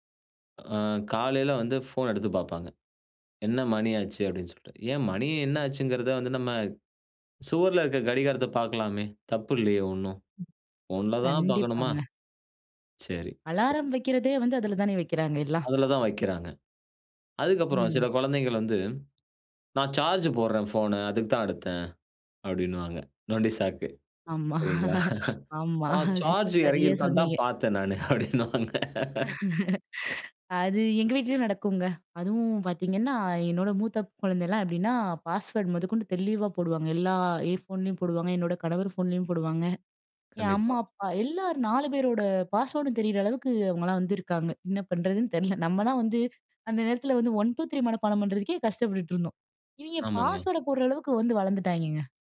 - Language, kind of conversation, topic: Tamil, podcast, பேசிக்கொண்டிருக்கும்போது கைப்பேசி பயன்பாட்டை எந்த அளவு வரை கட்டுப்படுத்த வேண்டும்?
- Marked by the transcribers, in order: other background noise; tapping; in English: "அலாரம்"; in English: "சார்ஜ்"; chuckle; put-on voice: "நான் சார்ஜ் இறங்கி இருக்கான்னு தான் பாத்த நானு"; laughing while speaking: "அப்படின்னுவாங்க"; laugh; other noise; in English: "பாஸ்வேர்ட்"; in English: "பாஸ்வேர்டும்"; in English: "பாஸ்வேர்ட"